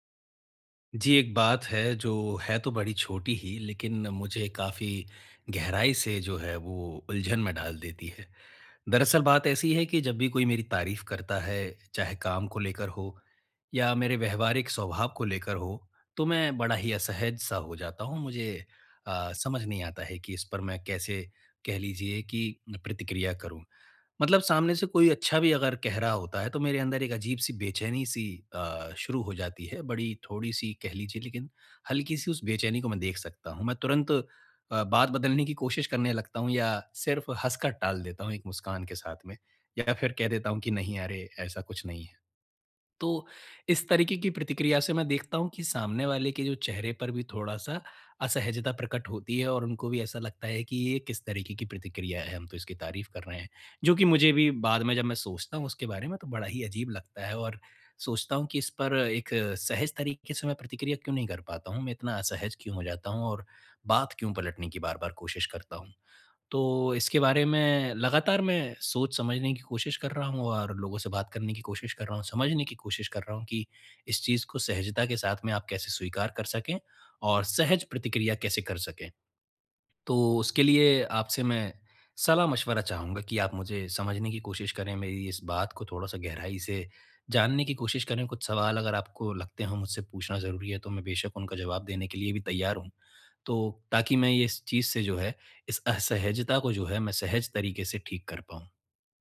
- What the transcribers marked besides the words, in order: none
- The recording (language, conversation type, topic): Hindi, advice, तारीफ मिलने पर असहजता कैसे दूर करें?